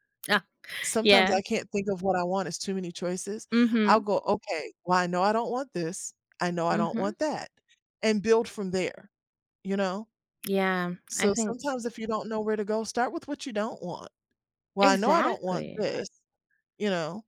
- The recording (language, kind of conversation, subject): English, unstructured, How do shared values help bring people together across cultures?
- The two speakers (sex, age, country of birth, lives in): female, 35-39, Germany, United States; female, 55-59, United States, United States
- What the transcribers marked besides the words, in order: none